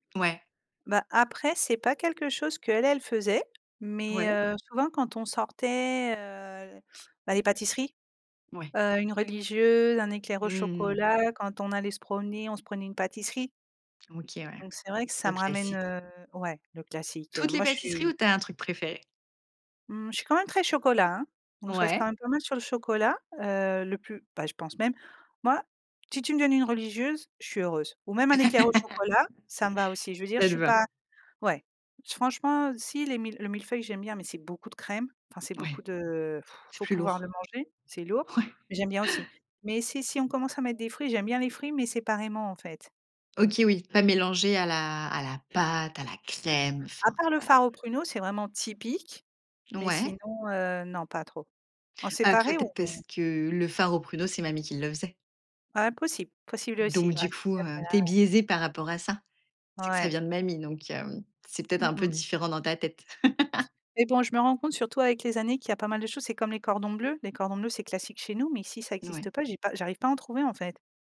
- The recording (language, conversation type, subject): French, podcast, Quel plat te ramène directement à ton enfance ?
- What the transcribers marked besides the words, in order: laugh; unintelligible speech; blowing; chuckle; other background noise; laugh